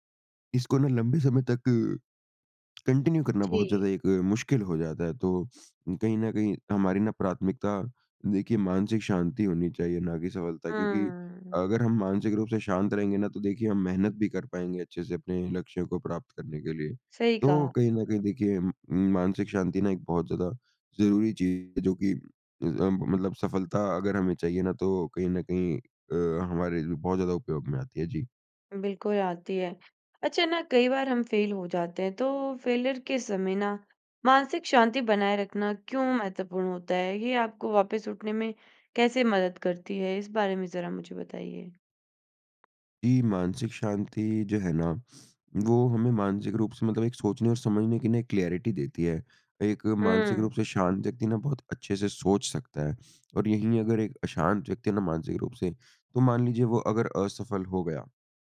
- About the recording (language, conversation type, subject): Hindi, podcast, क्या मानसिक शांति सफलता का एक अहम हिस्सा है?
- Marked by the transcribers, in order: other background noise; in English: "कंटिन्यू"; in English: "फ़ेल"; in English: "फ़ेलियर"; sniff; in English: "क्लैरिटी"